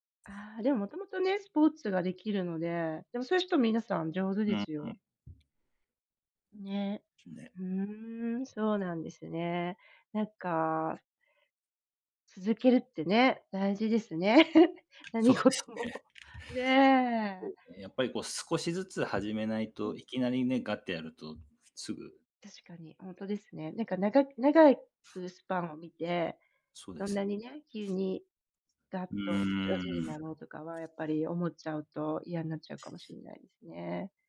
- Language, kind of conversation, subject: Japanese, unstructured, 運動をすると、精神面にはどのような変化がありますか？
- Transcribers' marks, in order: laughing while speaking: "大事ですね。何事も"; tapping